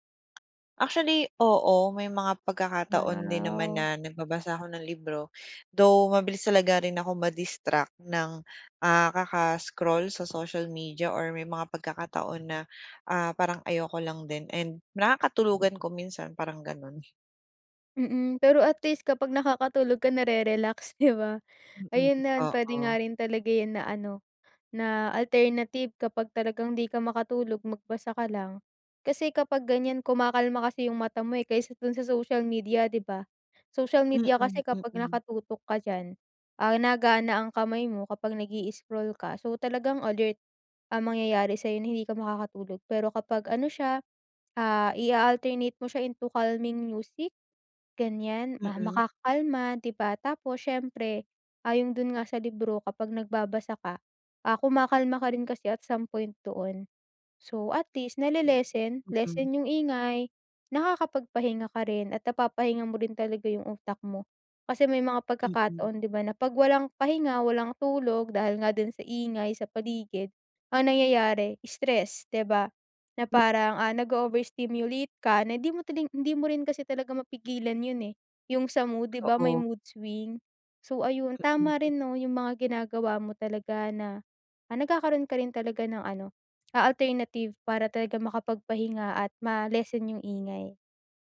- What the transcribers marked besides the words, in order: tapping; other background noise; in English: "into calming music"
- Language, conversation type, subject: Filipino, advice, Paano ko mababawasan ang pagiging labis na sensitibo sa ingay at sa madalas na paggamit ng telepono?